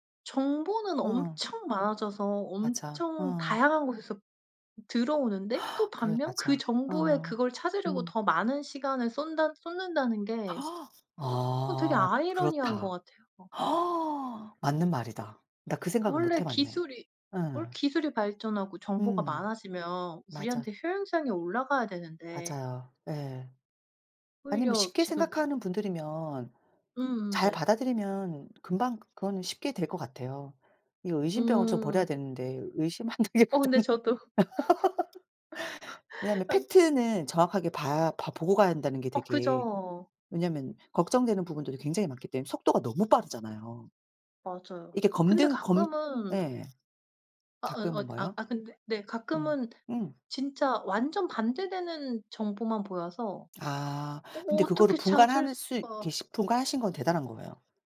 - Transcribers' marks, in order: other background noise; gasp; gasp; tapping; laughing while speaking: "의심하는 게 고작"; laugh
- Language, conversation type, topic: Korean, unstructured, 가짜 뉴스와 잘못된 정보를 접했을 때 어떻게 사실 여부를 확인하고 대처하시나요?